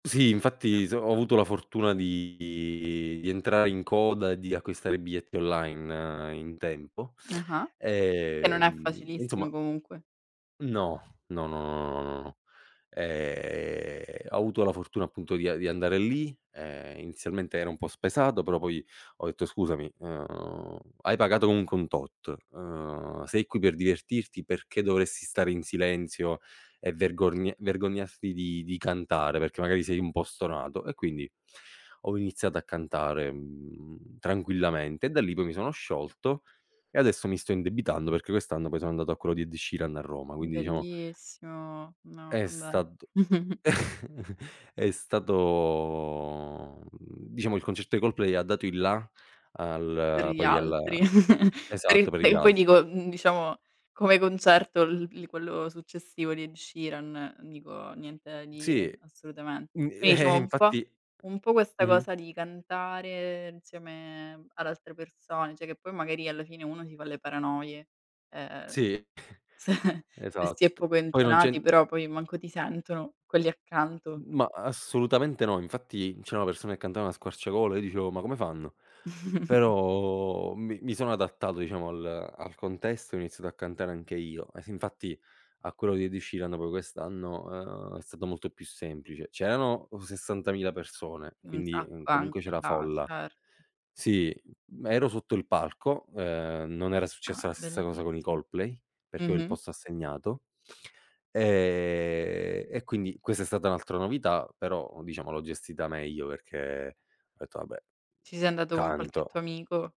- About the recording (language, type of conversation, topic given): Italian, podcast, Com'è cambiato il tuo gusto musicale nel tempo?
- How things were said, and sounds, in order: other background noise; drawn out: "ehm"; chuckle; drawn out: "stato"; chuckle; tapping; "cioè" said as "ceh"; chuckle; laughing while speaking: "se"; chuckle; drawn out: "Però"; drawn out: "ehm"